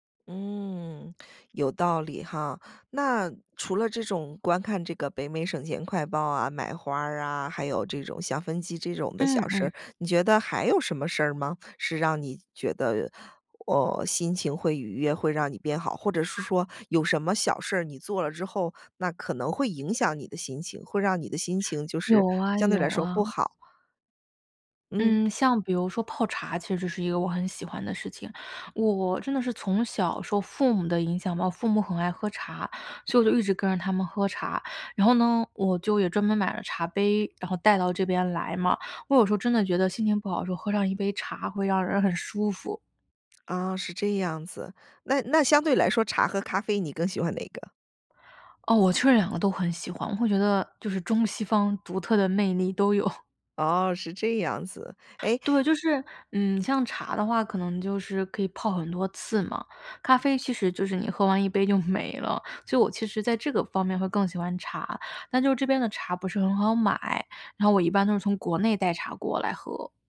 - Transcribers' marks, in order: chuckle; tapping
- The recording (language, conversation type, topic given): Chinese, podcast, 你平常会做哪些小事让自己一整天都更有精神、心情更好吗？